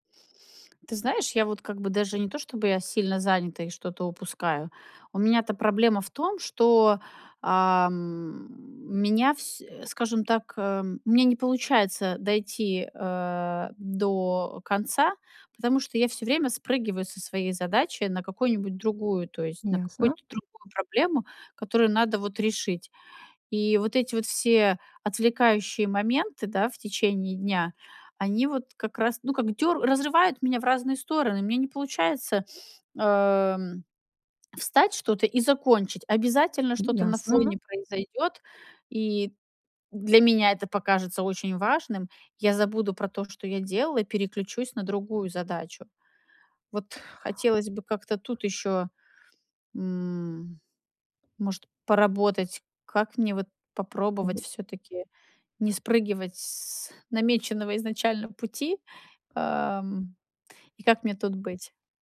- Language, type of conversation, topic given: Russian, advice, Как у вас проявляется привычка часто переключаться между задачами и терять фокус?
- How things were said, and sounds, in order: other background noise; tapping